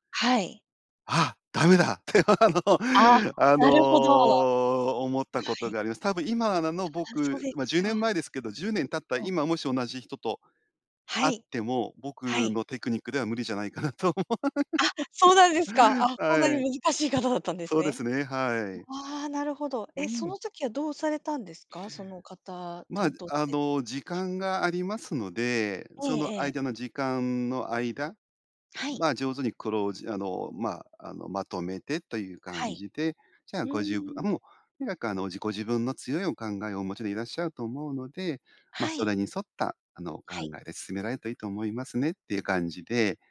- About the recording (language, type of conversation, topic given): Japanese, podcast, 質問をうまく活用するコツは何だと思いますか？
- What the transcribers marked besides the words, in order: laughing while speaking: "あ、ダメだって。あの"; laughing while speaking: "無理じゃないかなと思う"; laugh; other background noise